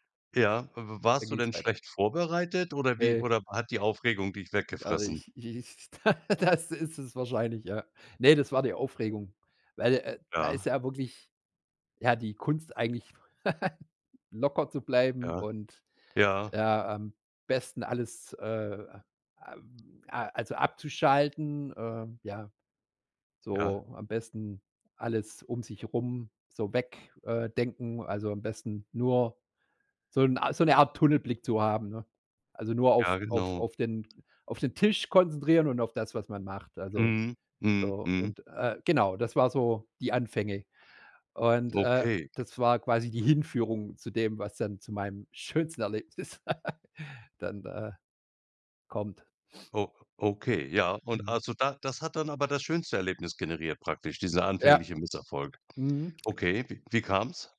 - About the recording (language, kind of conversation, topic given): German, podcast, Was war dein schönstes Erlebnis bei deinem Hobby?
- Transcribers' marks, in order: laugh; laughing while speaking: "da das"; giggle; other background noise; tapping; laughing while speaking: "Erlebnis d"